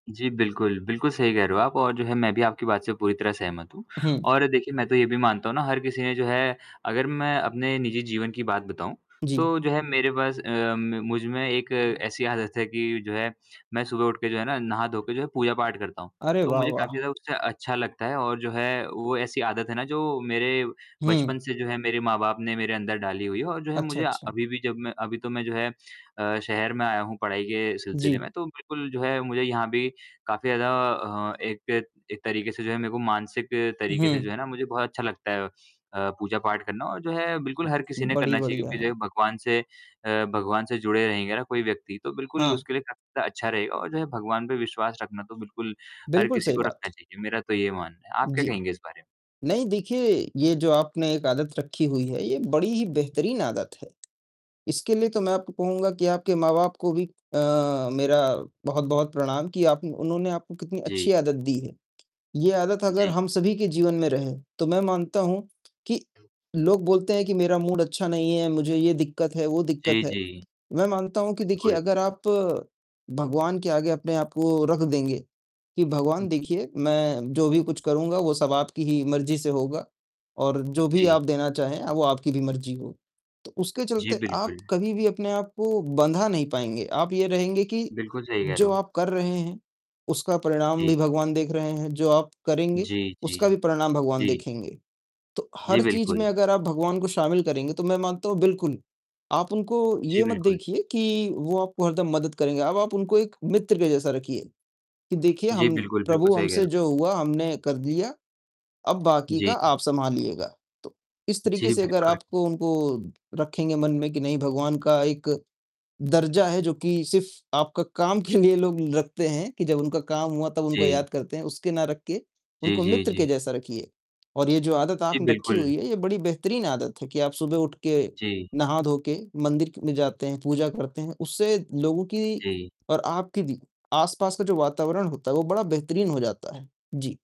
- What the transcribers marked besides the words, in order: distorted speech; other noise; tapping; in English: "मूड"; laughing while speaking: "के"
- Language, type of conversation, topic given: Hindi, unstructured, खुशी पाने के लिए आप रोज़ अपने दिन में क्या करते हैं?